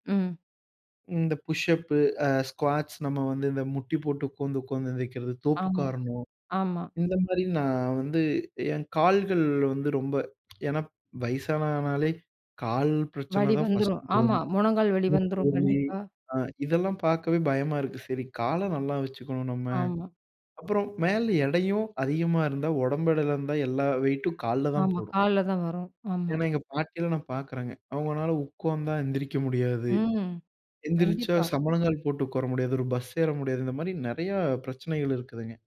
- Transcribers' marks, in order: in English: "புஷ்ஷப்பு அ ஸ்குவாட்ஸ்"; in English: "ஃபர்ஸ்ட்"; other background noise
- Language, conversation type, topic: Tamil, podcast, மின்சார உபகரணங்கள் இல்லாமல் குறைந்த நேரத்தில் செய்யக்கூடிய எளிய உடற்பயிற்சி யோசனைகள் என்ன?